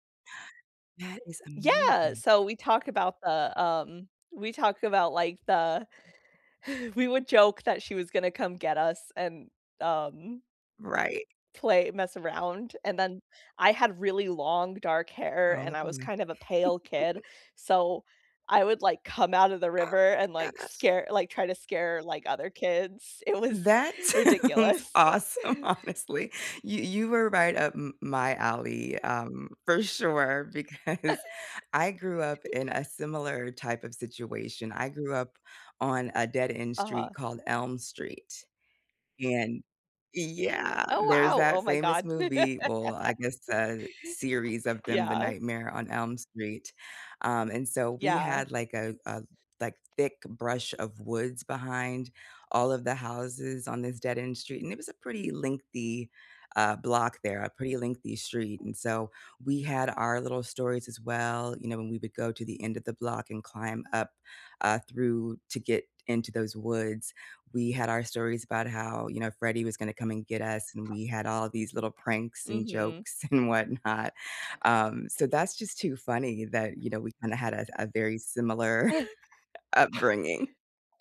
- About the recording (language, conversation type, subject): English, unstructured, Which neighborhood spots feel most special to you, and what makes them your favorites?
- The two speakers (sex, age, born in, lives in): female, 35-39, United States, United States; female, 40-44, United States, United States
- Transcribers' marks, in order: breath; chuckle; laughing while speaking: "sounds awesome, honestly"; chuckle; laughing while speaking: "because"; chuckle; laugh; other background noise; tapping; chuckle